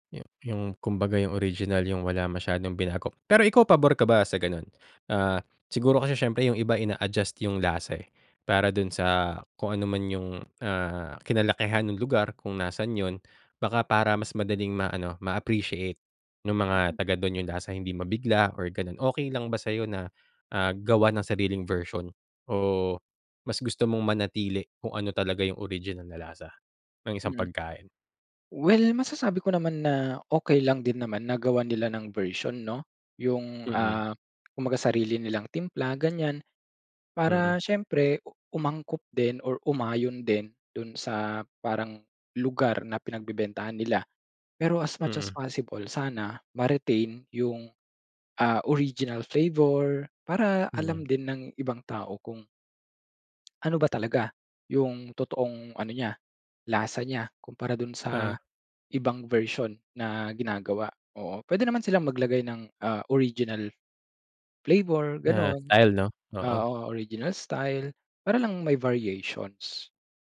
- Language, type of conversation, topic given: Filipino, podcast, Anong lokal na pagkain ang hindi mo malilimutan, at bakit?
- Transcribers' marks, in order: in English: "as much as possible"; in English: "original flavor"; in English: "original style"; in English: "variations"